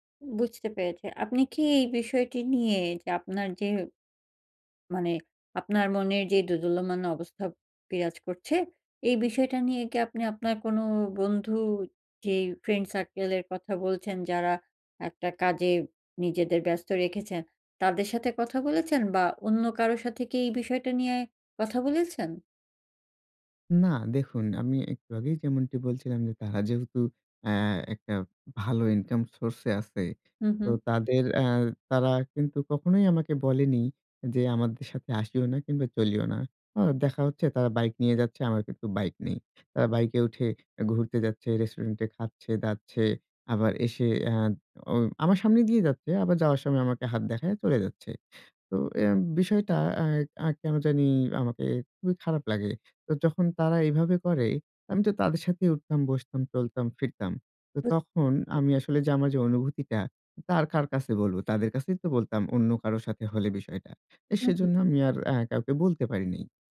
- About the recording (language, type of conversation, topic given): Bengali, advice, পার্টি বা ছুটির দিনে বন্ধুদের সঙ্গে থাকলে যদি নিজেকে একা বা বাদ পড়া মনে হয়, তাহলে আমি কী করতে পারি?
- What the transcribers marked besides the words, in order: none